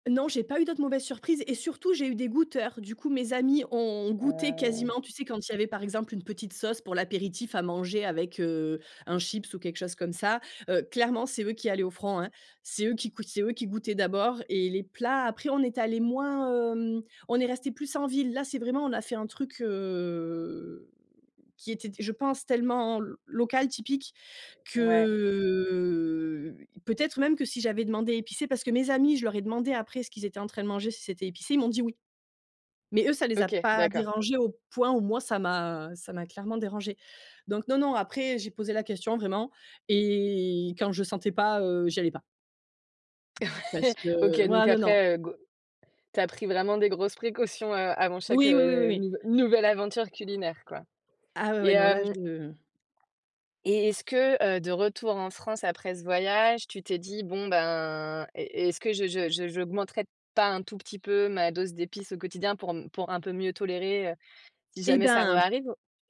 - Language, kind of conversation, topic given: French, podcast, Peux-tu raconter une expérience culinaire locale inoubliable ?
- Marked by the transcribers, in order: drawn out: "heu"; drawn out: "que"; chuckle